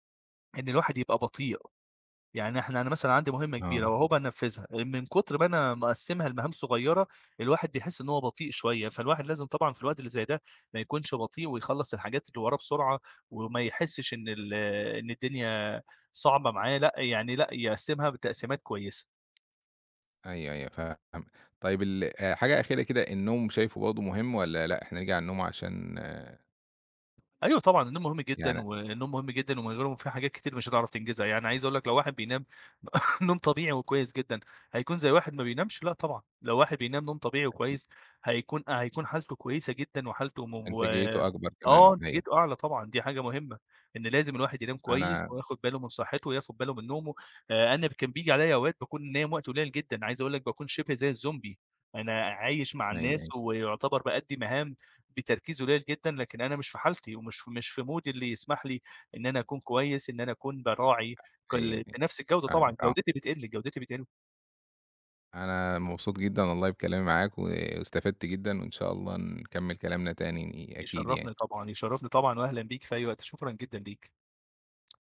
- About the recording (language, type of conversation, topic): Arabic, podcast, إزاي بتقسّم المهام الكبيرة لخطوات صغيرة؟
- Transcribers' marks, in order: tapping; other background noise; cough; in English: "مودي"